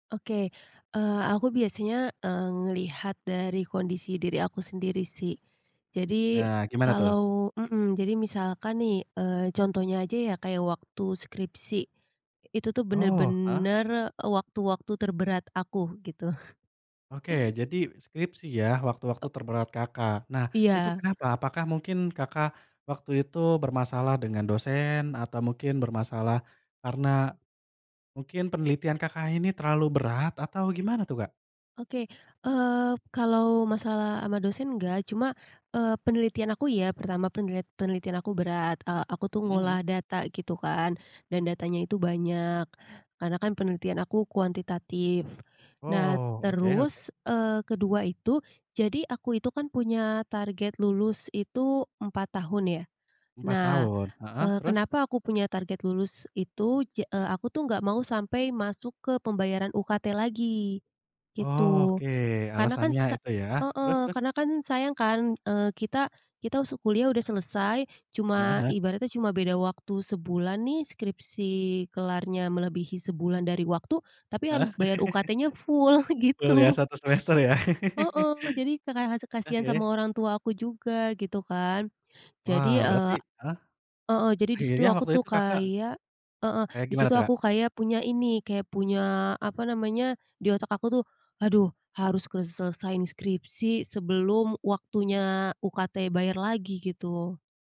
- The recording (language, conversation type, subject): Indonesian, podcast, Kapan kamu memilih istirahat daripada memaksakan diri?
- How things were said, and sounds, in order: other background noise; tapping; chuckle; laughing while speaking: "full, gitu"; chuckle